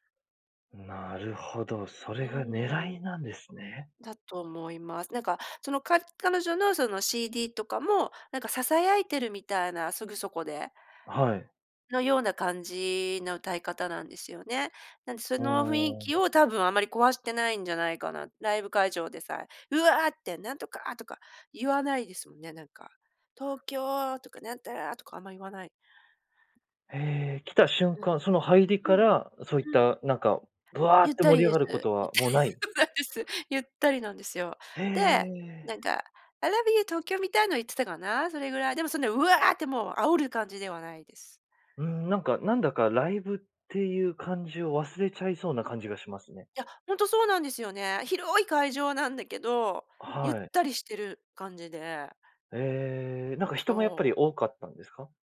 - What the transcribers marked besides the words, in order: laughing while speaking: "ゆったり、そうなんです"; put-on voice: "I love you Tokyo"; in English: "I love you Tokyo"
- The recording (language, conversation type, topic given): Japanese, podcast, ライブで心を動かされた瞬間はありましたか？